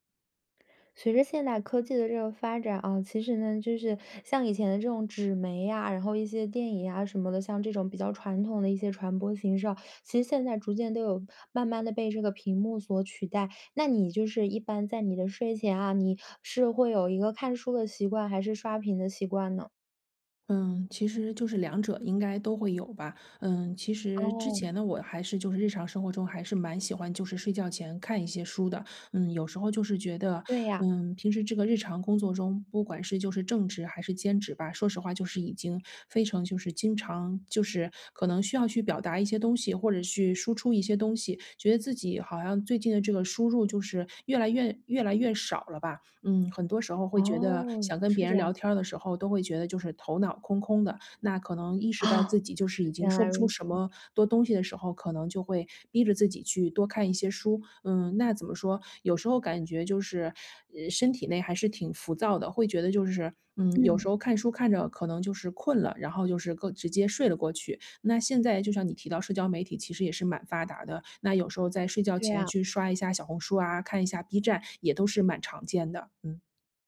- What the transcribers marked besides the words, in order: tapping; chuckle; other background noise
- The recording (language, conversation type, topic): Chinese, podcast, 睡前你更喜欢看书还是刷手机？